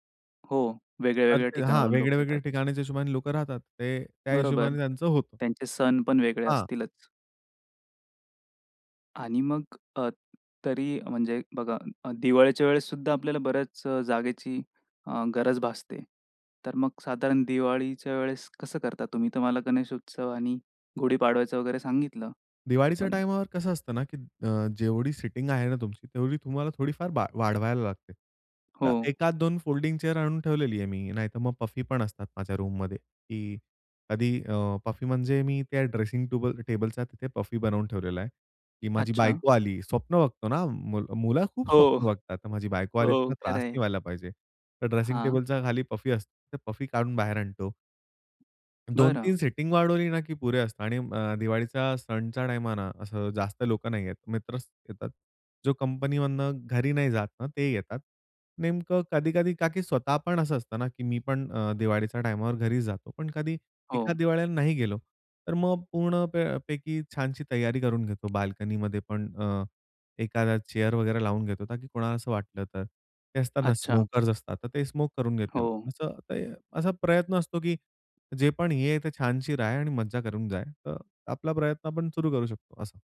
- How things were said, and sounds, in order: anticipating: "दिवाळीच्या टाईमवर कसं असतं ना"; in English: "सिटिंग"; in English: "फोल्डिंग चेअर"; in English: "पफी"; in English: "रूममध्ये"; tapping; in English: "पफी"; in English: "पफी"; joyful: "स्वप्न बघतो ना, मुलं खूप … नाही व्हायला पाहिजे"; in English: "पफी"; in English: "पफी"; "टाईमला" said as "टाईमा"; in English: "स्मोकर्स"; in English: "स्मोक"
- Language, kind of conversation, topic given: Marathi, podcast, लहान घरात जागा अधिक पडण्यासाठी तुम्ही कोणते उपाय करता?